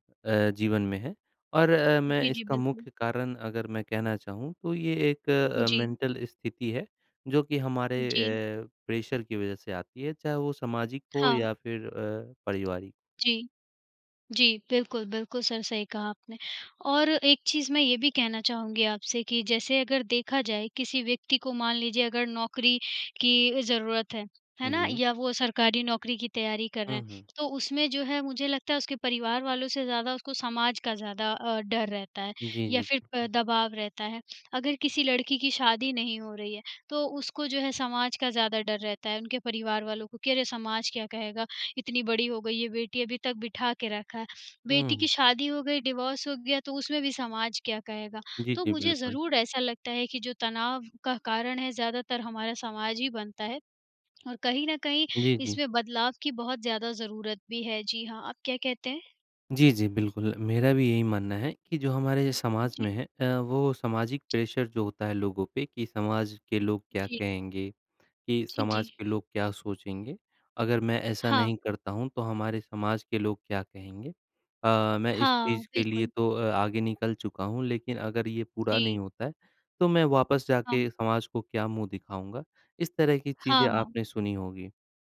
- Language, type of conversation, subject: Hindi, unstructured, क्या तनाव को कम करने के लिए समाज में बदलाव जरूरी है?
- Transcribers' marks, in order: in English: "मेंटल"; in English: "प्रेशर"; in English: "डिवोर्स"; in English: "प्रेशर"; tapping